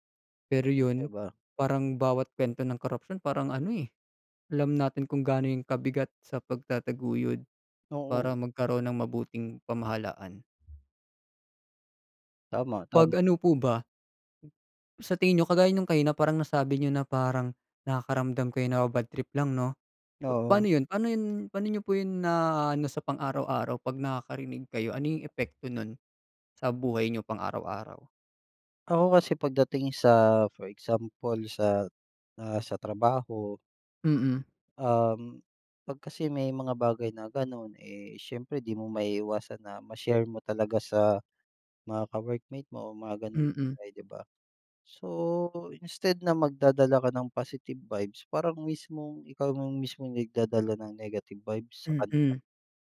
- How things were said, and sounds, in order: in English: "for example"; in English: "So, instead"; in English: "positive vibes"; in English: "negative vibes"
- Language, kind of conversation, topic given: Filipino, unstructured, Paano mo nararamdaman ang mga nabubunyag na kaso ng katiwalian sa balita?